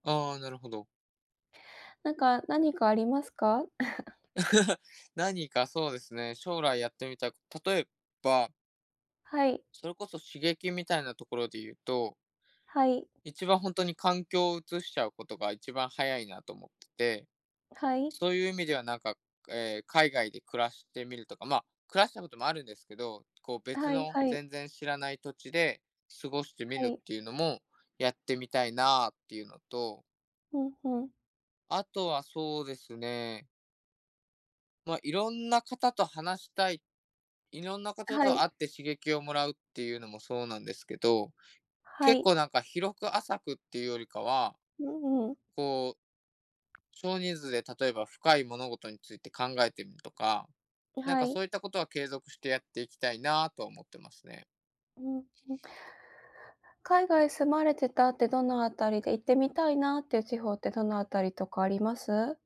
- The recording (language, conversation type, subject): Japanese, unstructured, 将来、挑戦してみたいことはありますか？
- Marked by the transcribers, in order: chuckle; giggle